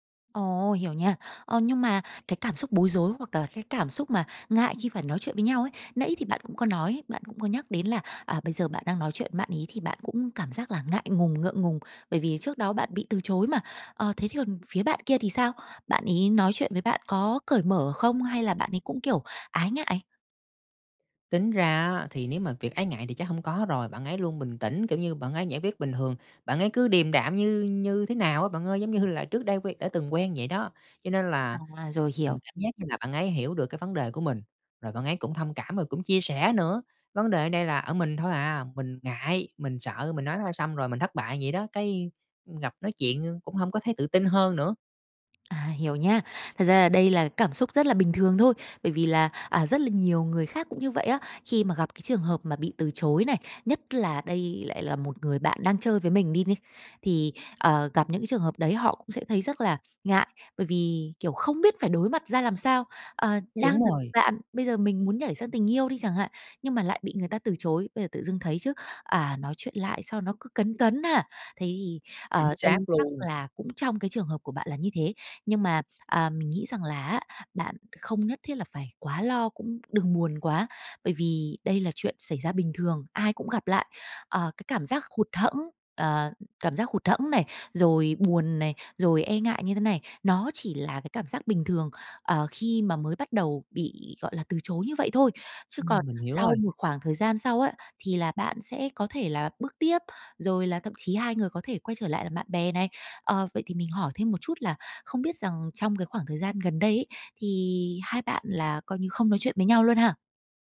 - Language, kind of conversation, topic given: Vietnamese, advice, Bạn làm sao để lấy lại sự tự tin sau khi bị từ chối trong tình cảm hoặc công việc?
- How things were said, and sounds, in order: "với" said as "ứ"; tapping; laughing while speaking: "là"; other background noise; unintelligible speech; other noise